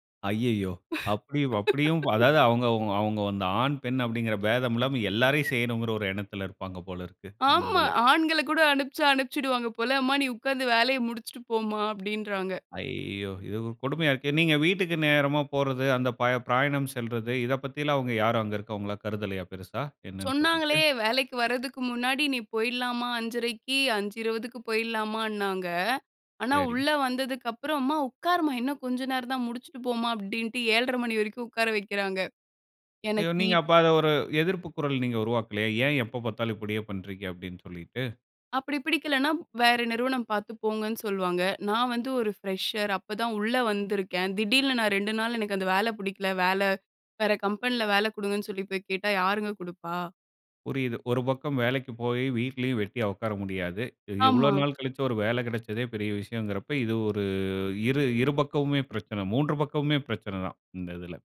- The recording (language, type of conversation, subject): Tamil, podcast, உங்கள் முதல் வேலை அனுபவம் உங்கள் வாழ்க்கைக்கு இன்றும் எப்படி உதவுகிறது?
- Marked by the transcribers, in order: laugh; in English: "ஃப்ரெஷர்"